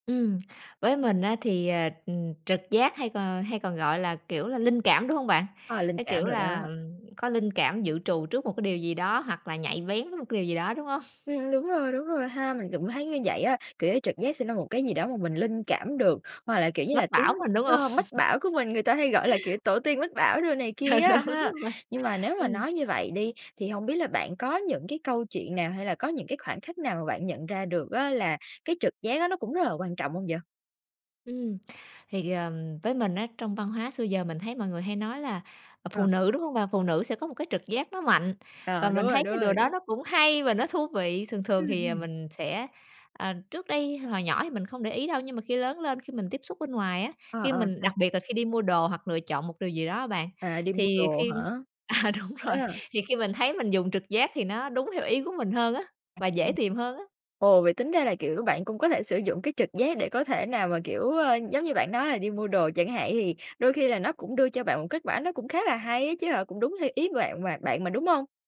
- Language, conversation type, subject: Vietnamese, podcast, Bạn làm thế nào để nuôi dưỡng trực giác?
- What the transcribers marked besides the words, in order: tapping; laugh; laughing while speaking: "Ờ, đúng vậy"; laughing while speaking: "à, đúng rồi"